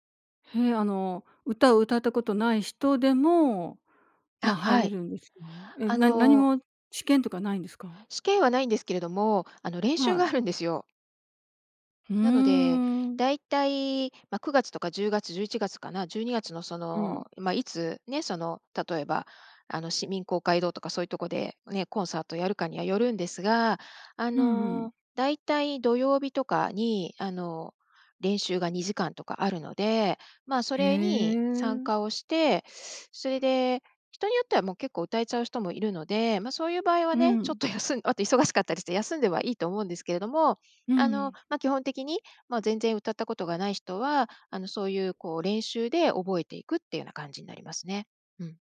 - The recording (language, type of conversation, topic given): Japanese, podcast, 人生の最期に流したい「エンディング曲」は何ですか？
- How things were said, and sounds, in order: teeth sucking; laughing while speaking: "ちょっと休ん"